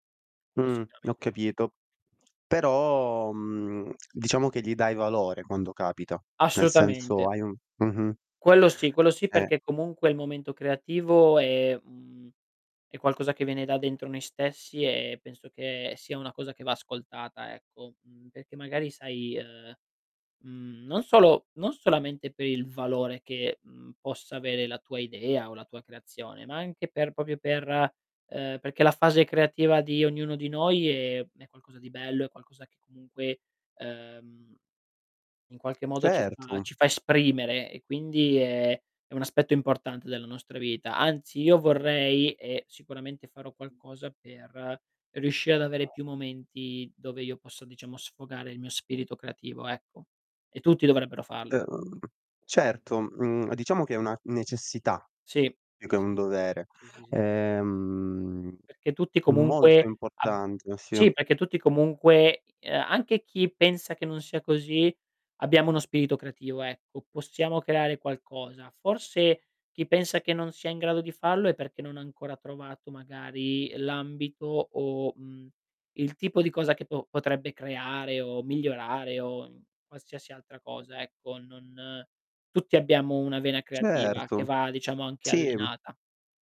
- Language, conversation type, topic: Italian, podcast, Come trovi il tempo per creare in mezzo agli impegni quotidiani?
- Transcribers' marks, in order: other background noise; tapping; "proprio" said as "popio"; distorted speech; drawn out: "Ehm"; "perché" said as "peché"; static